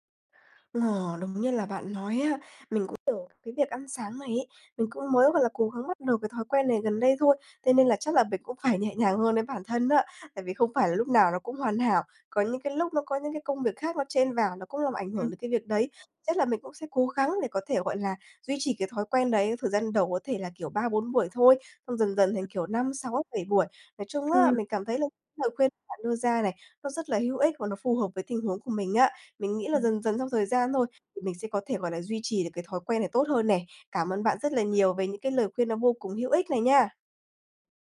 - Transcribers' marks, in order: other background noise; tapping
- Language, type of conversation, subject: Vietnamese, advice, Làm sao để duy trì một thói quen mới mà không nhanh nản?